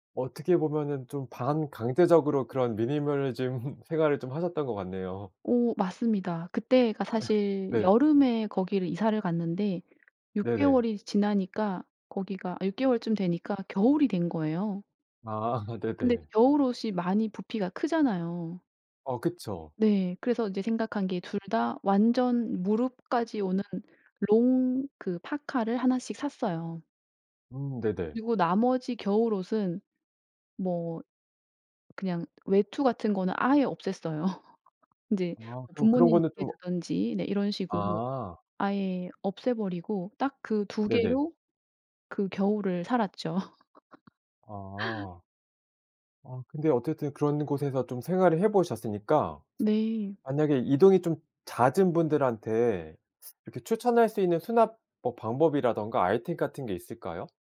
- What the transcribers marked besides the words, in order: laugh; laugh; other background noise; laughing while speaking: "아"; laughing while speaking: "없앴어요"; laugh
- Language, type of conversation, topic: Korean, podcast, 작은 집에서도 더 편하게 생활할 수 있는 팁이 있나요?